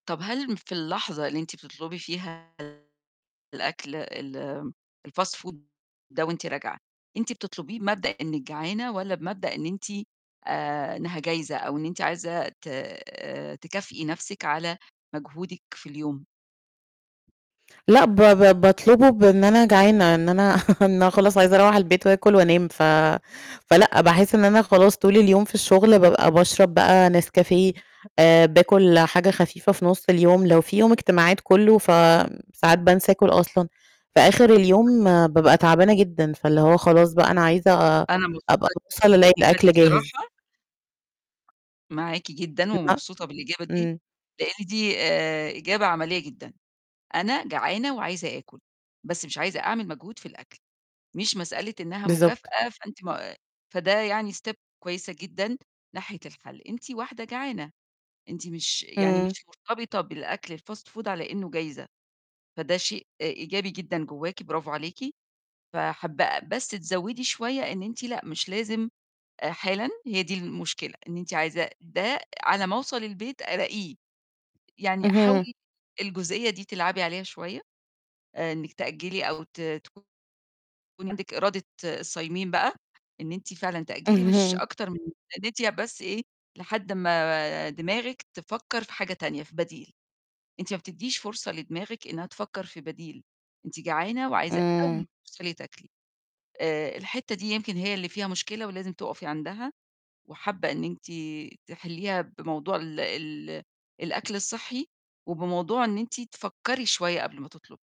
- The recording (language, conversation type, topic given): Arabic, advice, إزاي بتوصف رغبتك القوية في الوجبات السريعة بعد يوم شغل طويل؟
- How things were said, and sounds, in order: distorted speech; in English: "الfast food"; chuckle; other background noise; unintelligible speech; tapping; unintelligible speech; in English: "step"; in English: "الfast food"